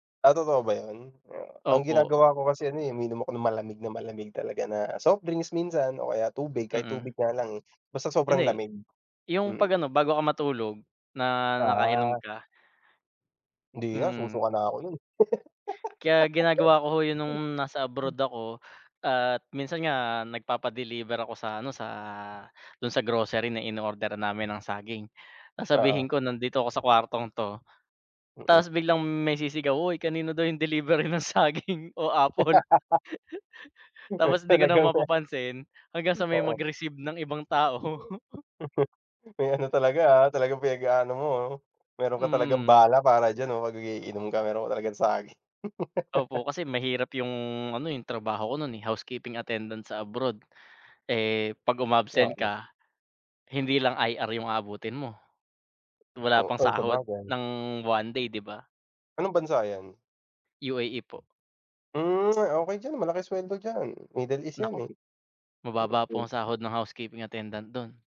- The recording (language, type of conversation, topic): Filipino, unstructured, Paano mo pinoprotektahan ang iyong katawan laban sa sakit araw-araw?
- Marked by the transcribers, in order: laugh; tapping; laughing while speaking: "delivery ng saging o apple"; laugh; chuckle; unintelligible speech; laughing while speaking: "tao"; chuckle; chuckle; other background noise